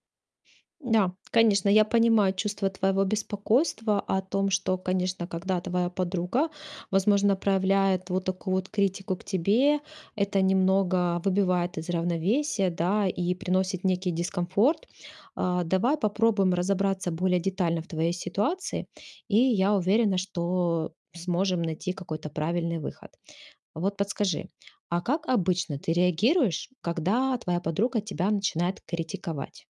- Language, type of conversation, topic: Russian, advice, Как перестать воспринимать критику слишком лично и болезненно?
- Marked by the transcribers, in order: none